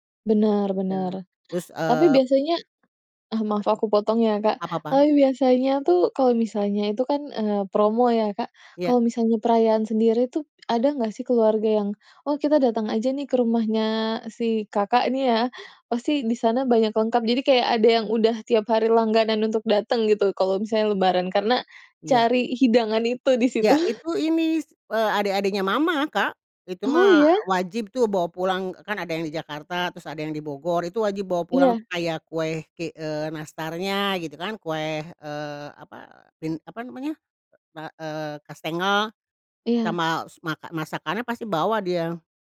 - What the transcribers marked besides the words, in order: tapping; chuckle; other background noise
- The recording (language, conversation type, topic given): Indonesian, podcast, Ceritakan hidangan apa yang selalu ada di perayaan keluargamu?